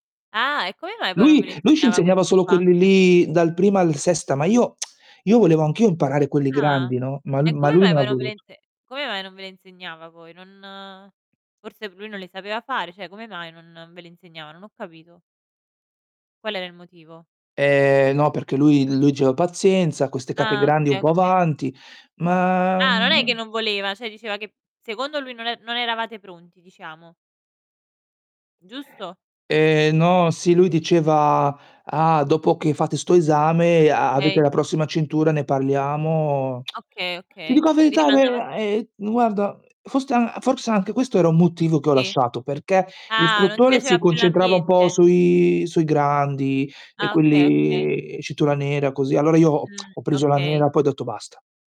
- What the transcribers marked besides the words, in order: distorted speech; tongue click; unintelligible speech; other background noise; in Japanese: "kata"; drawn out: "Ma"; tapping; drawn out: "parliamo"; tsk; drawn out: "quelli"; tongue click
- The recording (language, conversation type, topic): Italian, unstructured, Qual è il tuo sport preferito e perché?